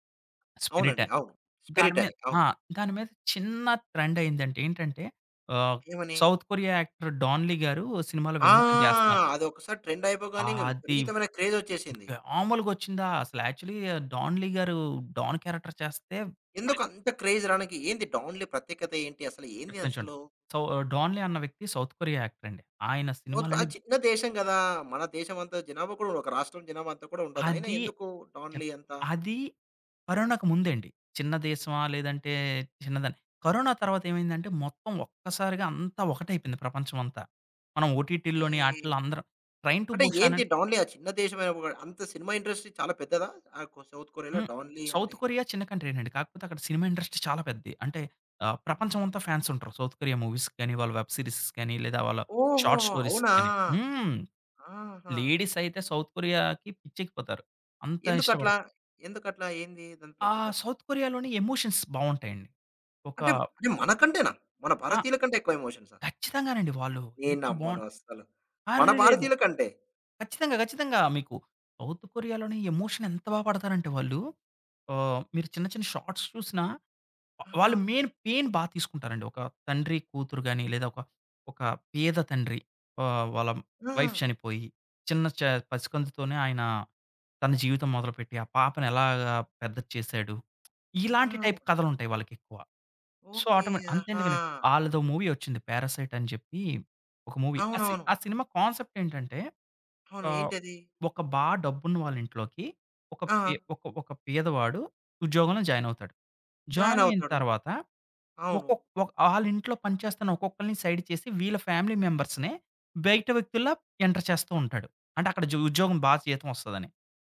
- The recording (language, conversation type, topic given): Telugu, podcast, సోషల్ మీడియా ట్రెండ్‌లు మీ సినిమా ఎంపికల్ని ఎలా ప్రభావితం చేస్తాయి?
- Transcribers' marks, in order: in English: "ట్రెండ్"; in English: "యాక్టర్"; in English: "విలన్‌గా"; in English: "ట్రెండ్"; other noise; in English: "క్రేజ్"; in English: "యాక్చువలీ"; in English: "క్యారెక్టర్"; in English: "క్రేజ్"; in English: "యాక్టర్"; in English: "ఓటీటీలోని"; in English: "ఇండస్ట్రీ"; in English: "ఇండస్ట్రీ"; in English: "ఫాన్స్"; in English: "మూవీస్‌కి"; in English: "వెబ్ సీరీస్స్"; in English: "షార్ట్ స్టోరీస్‌కి"; in English: "లేడీస్"; in English: "ఎమోషన్స్"; in English: "ఎమోషన్"; in English: "షార్ట్స్"; in English: "మెయిన్, పెయిన్"; in English: "టైప్"; in English: "సో, ఆటోమేటిక్"; in English: "మూవీ"; in English: "మూవీ"; in English: "కాన్సెప్ట్"; in English: "జాయిన్"; in English: "జాయిన్"; in English: "జాయిన్"; in English: "సైడ్"; in English: "ఫ్యామిలీ మెంబర్స్‌ని"; in English: "ఎంటర్"